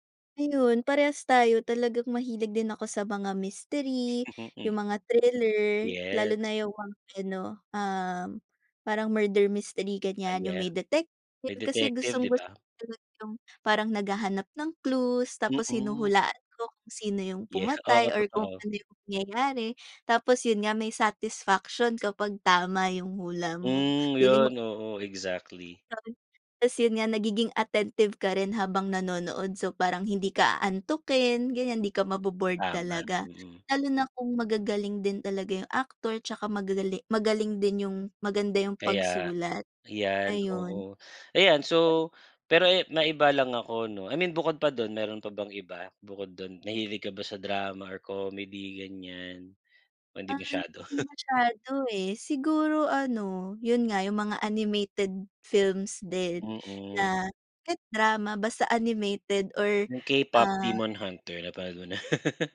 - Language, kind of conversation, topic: Filipino, unstructured, Ano ang huling pelikulang talagang nagpasaya sa’yo?
- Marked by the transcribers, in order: chuckle; laugh